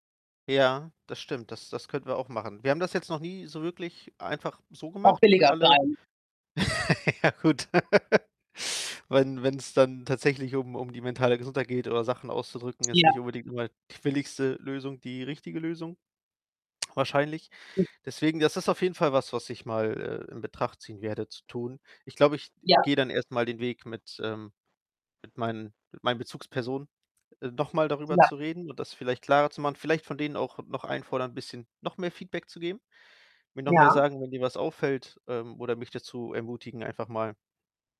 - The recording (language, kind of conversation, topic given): German, advice, Warum fühle ich mich unsicher, meine emotionalen Bedürfnisse offen anzusprechen?
- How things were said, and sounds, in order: laugh; other background noise; unintelligible speech